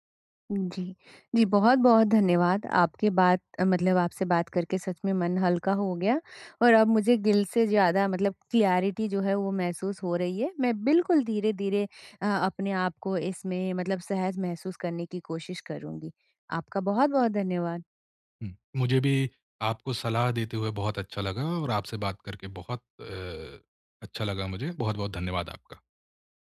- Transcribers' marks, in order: in English: "क्लैरिटी"
- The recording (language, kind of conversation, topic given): Hindi, advice, खर्च कम करते समय मानसिक तनाव से कैसे बचूँ?